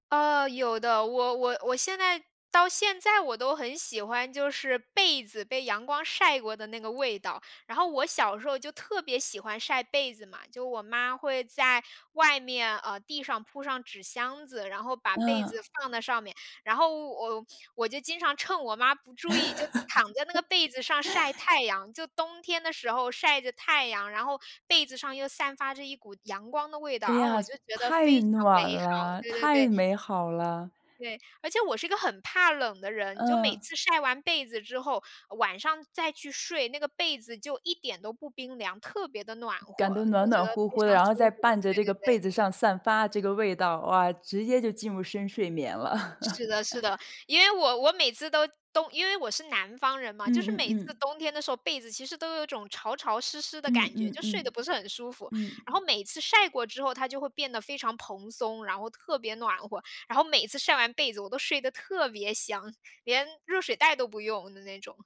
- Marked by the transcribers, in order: laugh; chuckle
- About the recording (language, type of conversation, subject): Chinese, podcast, 你小时候记忆最深的味道是什么？
- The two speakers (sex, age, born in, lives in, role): female, 30-34, China, Germany, guest; female, 35-39, China, Spain, host